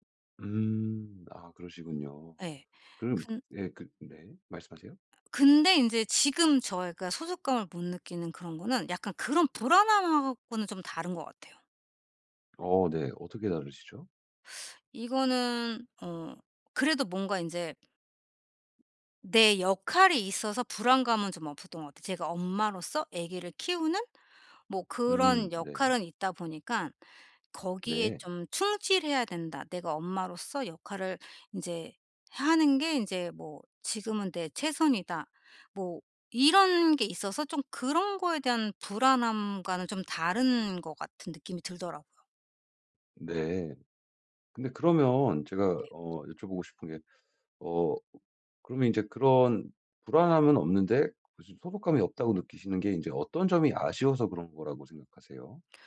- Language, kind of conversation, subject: Korean, advice, 소속감을 잃지 않으면서도 제 개성을 어떻게 지킬 수 있을까요?
- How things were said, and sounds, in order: tapping; other background noise